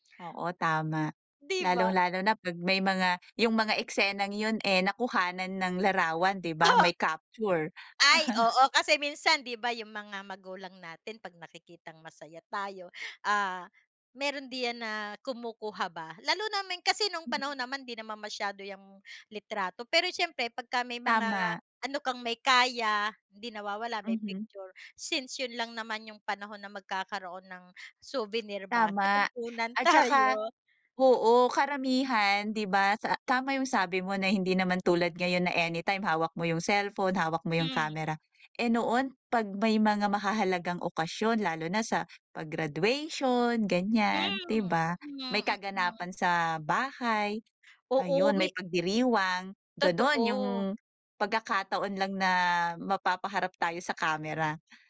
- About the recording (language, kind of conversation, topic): Filipino, unstructured, Ano ang pakiramdam mo kapag tinitingnan mo ang mga lumang litrato?
- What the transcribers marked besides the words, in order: chuckle; laughing while speaking: "tayo"; tapping